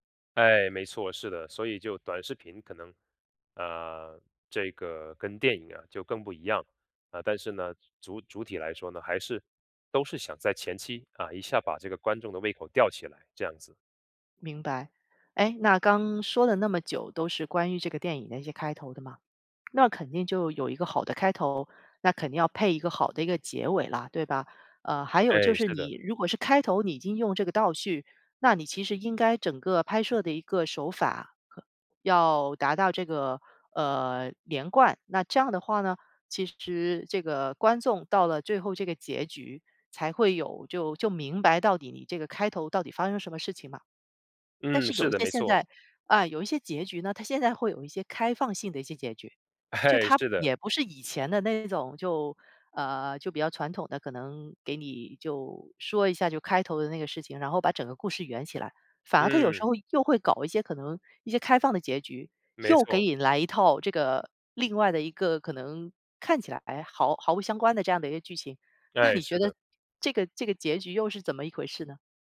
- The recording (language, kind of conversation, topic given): Chinese, podcast, 什么样的电影开头最能一下子吸引你？
- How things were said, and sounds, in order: other background noise; laughing while speaking: "哎"; laughing while speaking: "那你觉得"